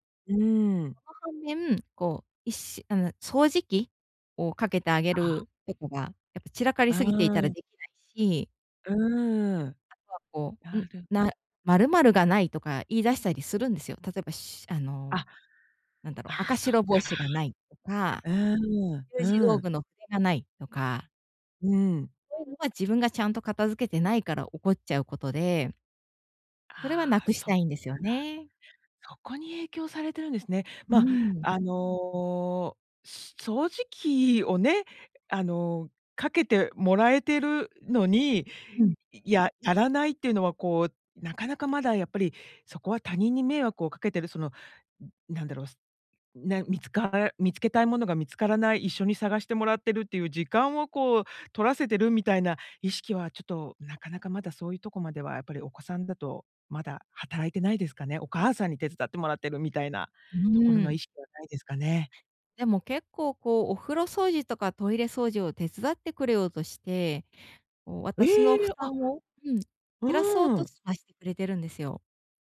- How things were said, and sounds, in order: other noise; surprised: "え"
- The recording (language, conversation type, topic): Japanese, advice, 家の散らかりは私のストレスにどのような影響を与えますか？